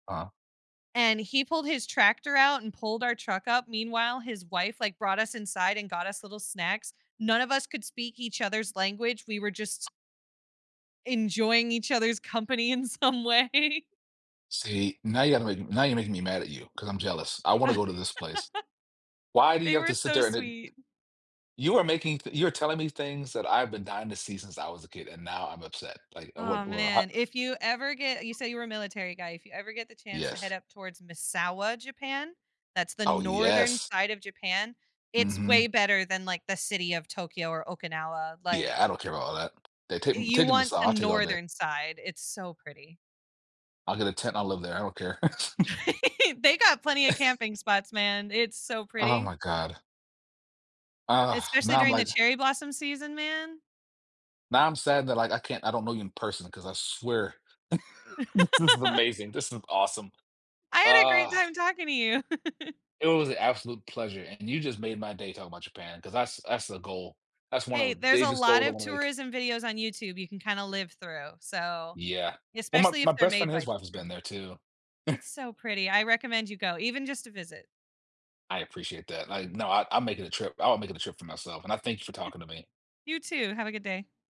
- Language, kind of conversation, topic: English, unstructured, Do you think famous travel destinations are overrated or worth visiting?
- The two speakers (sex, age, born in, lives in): female, 30-34, United States, United States; male, 35-39, Germany, United States
- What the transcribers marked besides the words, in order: tapping; laughing while speaking: "some way"; laugh; other background noise; unintelligible speech; laugh; chuckle; laugh; chuckle; chuckle; chuckle; chuckle